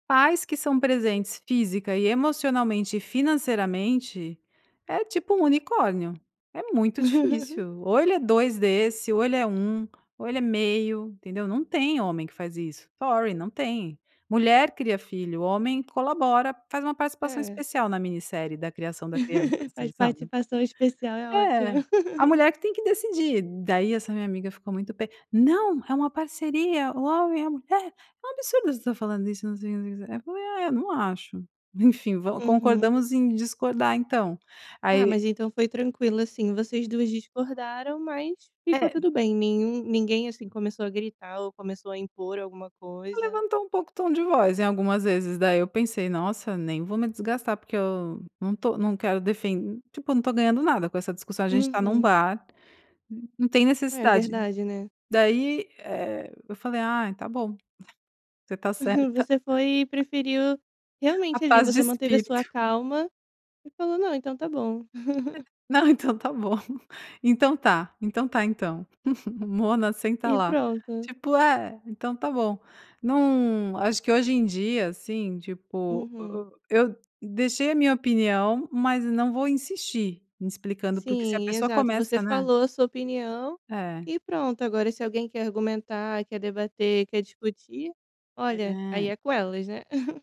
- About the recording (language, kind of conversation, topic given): Portuguese, podcast, Como você costuma discordar sem esquentar a situação?
- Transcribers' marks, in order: giggle; in English: "sorry"; chuckle; chuckle; put-on voice: "Não, é uma parceria, o … tá falando isso"; other noise; chuckle; chuckle; chuckle; chuckle